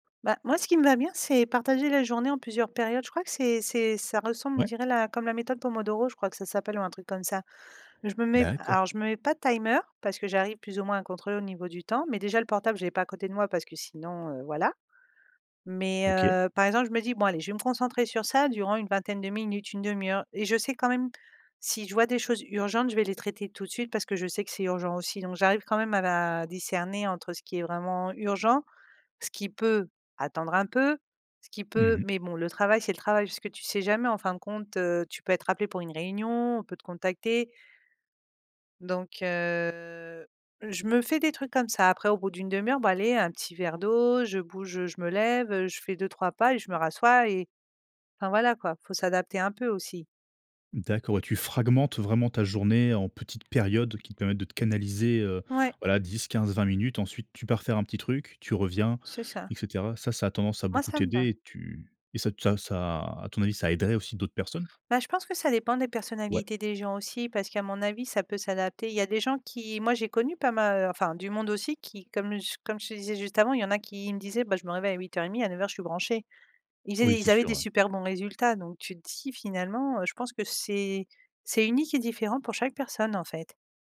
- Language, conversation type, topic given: French, podcast, Quel impact le télétravail a-t-il eu sur ta routine ?
- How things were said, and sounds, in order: in English: "timer"; drawn out: "heu"